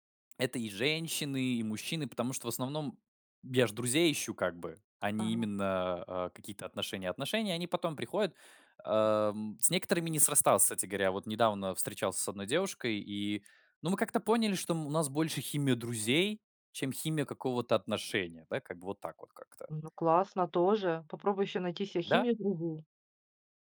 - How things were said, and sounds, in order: tapping; other background noise
- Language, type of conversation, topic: Russian, podcast, Как в онлайне можно выстроить настоящее доверие?